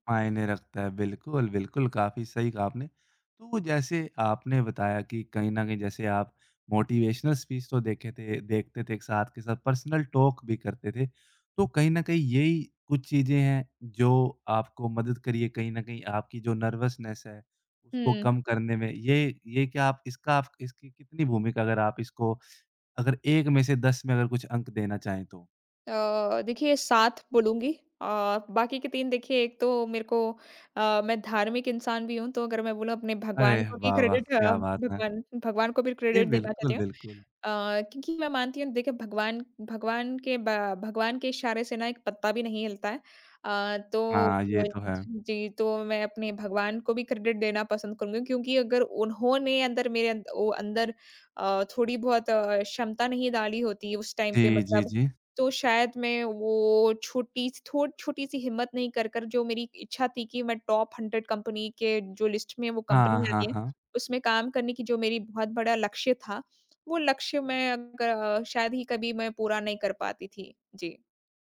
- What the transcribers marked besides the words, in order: in English: "मोटिवेशनल स्पीच"; in English: "पर्सनल टॉक"; in English: "नर्वसनेस"; in English: "क्रेडिट"; in English: "क्रेडिट"; unintelligible speech; in English: "क्रेडिट"; in English: "टाइम"; in English: "टॉप हंड्रेड कंपनी"; in English: "लिस्ट"
- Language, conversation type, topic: Hindi, podcast, क्या कभी किसी छोटी-सी हिम्मत ने आपको कोई बड़ा मौका दिलाया है?